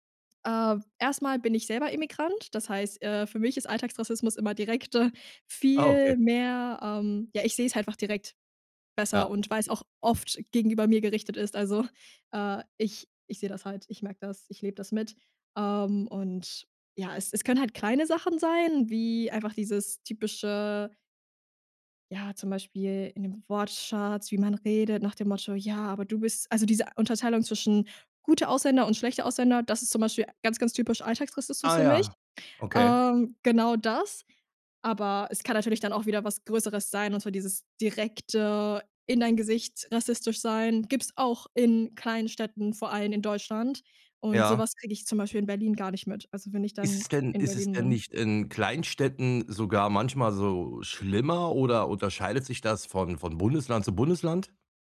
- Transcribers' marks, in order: none
- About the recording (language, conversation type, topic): German, podcast, Wie erlebst du die Sichtbarkeit von Minderheiten im Alltag und in den Medien?